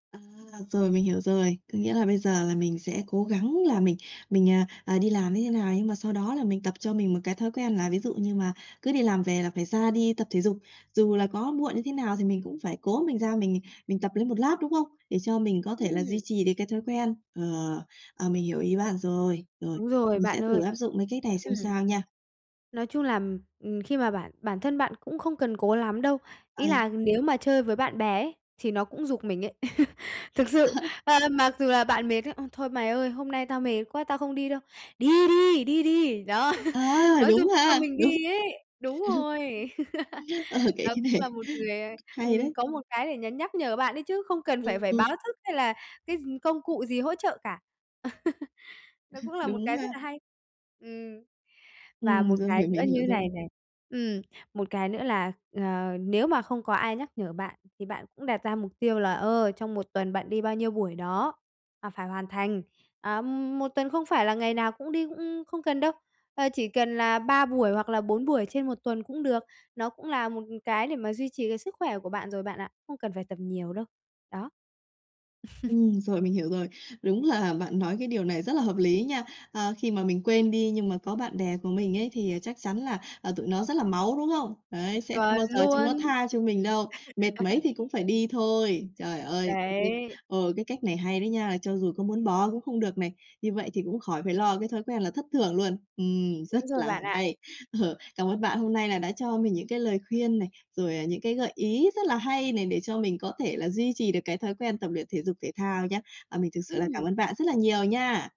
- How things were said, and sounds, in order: other background noise; chuckle; laughing while speaking: "đó"; tapping; laugh; other noise; laughing while speaking: "này"; laugh; chuckle; chuckle; background speech; laugh; unintelligible speech; laughing while speaking: "Ờ"
- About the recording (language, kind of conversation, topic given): Vietnamese, advice, Làm thế nào để duy trì thói quen tập thể dục đều đặn khi lịch sinh hoạt của bạn hay bị gián đoạn?